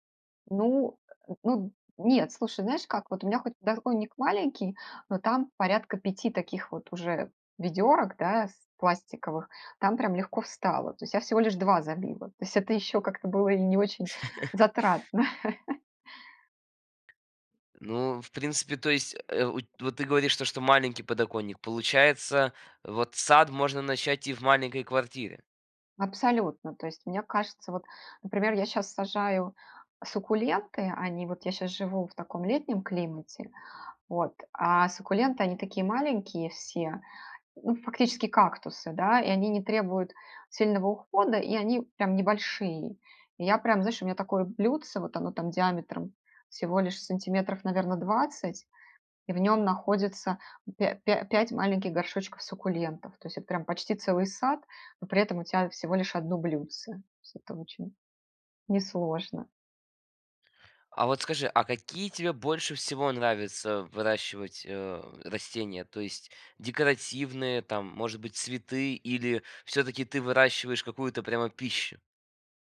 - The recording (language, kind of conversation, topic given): Russian, podcast, Как лучше всего начать выращивать мини-огород на подоконнике?
- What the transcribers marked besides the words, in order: chuckle; tapping; grunt